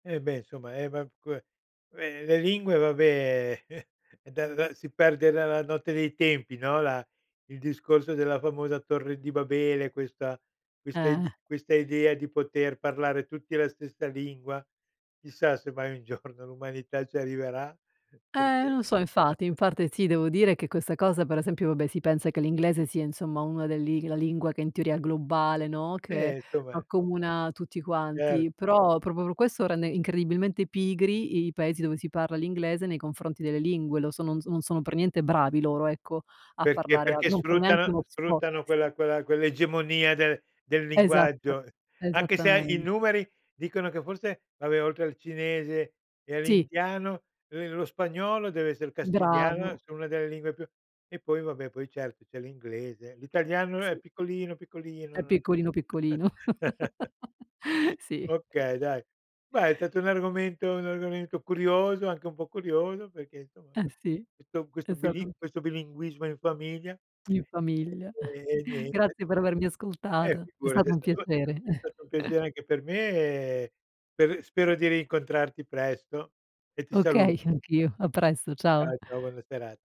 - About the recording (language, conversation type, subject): Italian, podcast, In che modo la lingua della tua famiglia influenza chi sei?
- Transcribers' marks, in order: tapping; chuckle; laughing while speaking: "giorno"; chuckle; "insomma" said as "nsomma"; other background noise; "proprio" said as "propo"; chuckle; "perché" said as "peché"; tongue click; chuckle; chuckle; drawn out: "me"